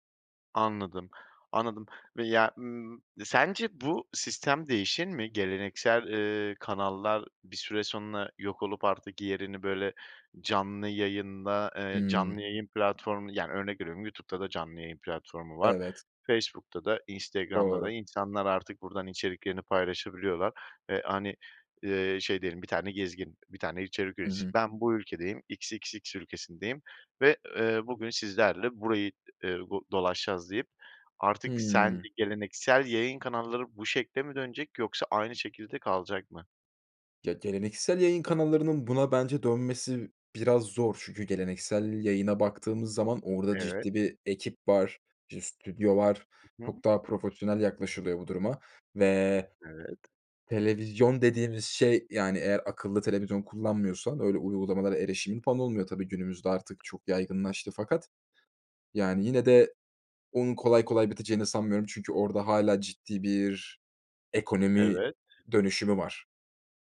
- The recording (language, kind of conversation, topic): Turkish, podcast, Sence geleneksel televizyon kanalları mı yoksa çevrim içi yayın platformları mı daha iyi?
- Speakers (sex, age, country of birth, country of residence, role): male, 25-29, Turkey, Germany, guest; male, 30-34, Turkey, Poland, host
- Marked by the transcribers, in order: tapping